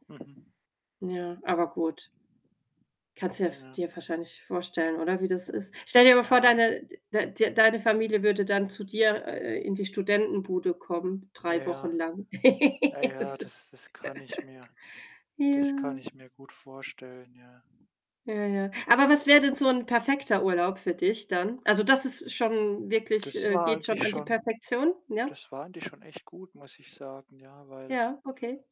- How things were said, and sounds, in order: tapping; other background noise; laugh; laughing while speaking: "Das ist"; laugh; background speech
- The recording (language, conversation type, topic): German, unstructured, Was macht für dich einen perfekten Urlaub aus?